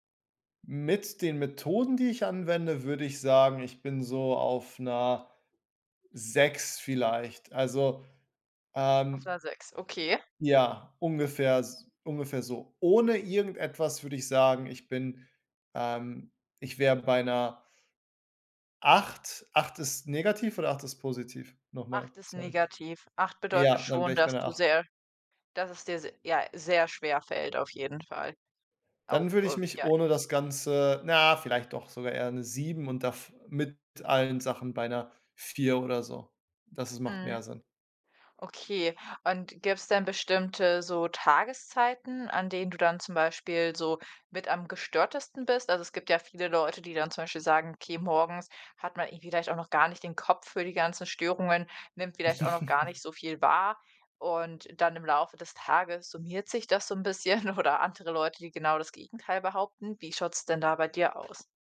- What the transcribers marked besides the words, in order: chuckle; laughing while speaking: "bisschen"; other background noise
- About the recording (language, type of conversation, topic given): German, podcast, Wie kann man bei der Arbeit trotz Ablenkungen konzentriert bleiben?